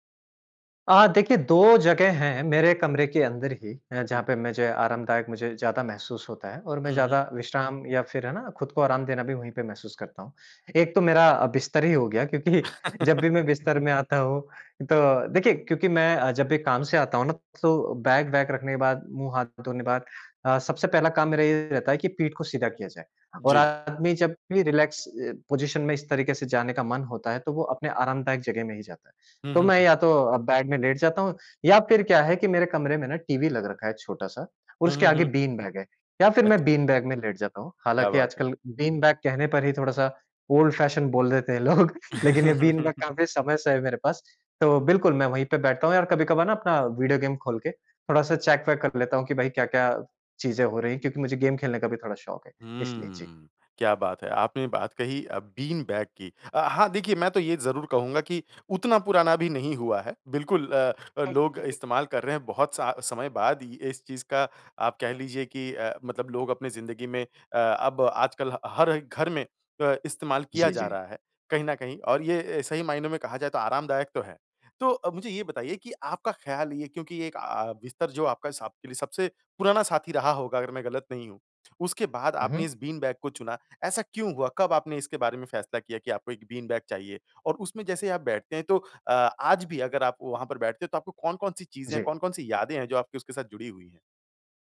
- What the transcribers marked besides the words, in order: laughing while speaking: "क्योंकि"; laugh; in English: "रिलैक्स"; in English: "पोज़िशन"; in English: "बेड"; in English: "ओल्ड-फैशन"; laughing while speaking: "लोग"; laugh; in English: "गेम"; in English: "चेक"; in English: "गेम"; unintelligible speech
- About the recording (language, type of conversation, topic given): Hindi, podcast, तुम्हारे घर की सबसे आरामदायक जगह कौन सी है और क्यों?